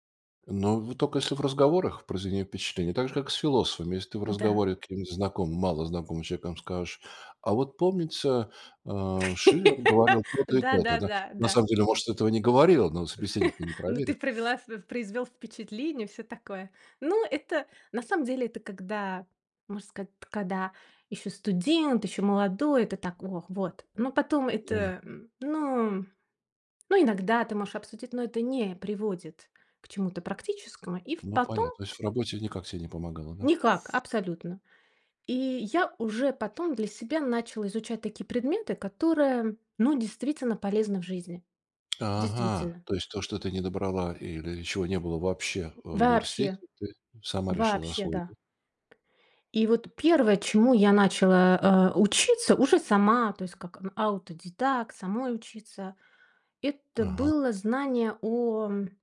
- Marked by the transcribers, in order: chuckle; chuckle; tapping
- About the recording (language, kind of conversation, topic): Russian, podcast, Как убедиться, что знания можно применять на практике?